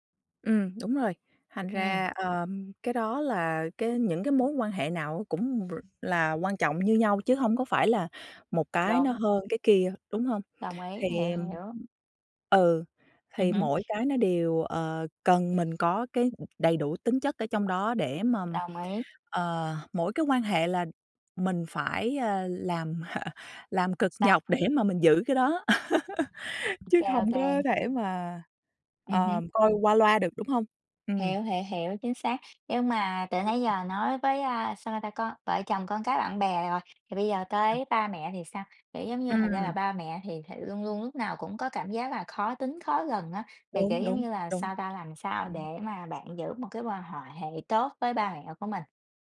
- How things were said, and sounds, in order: tapping; other background noise; chuckle; laugh
- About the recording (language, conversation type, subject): Vietnamese, unstructured, Theo bạn, điều gì quan trọng nhất trong một mối quan hệ?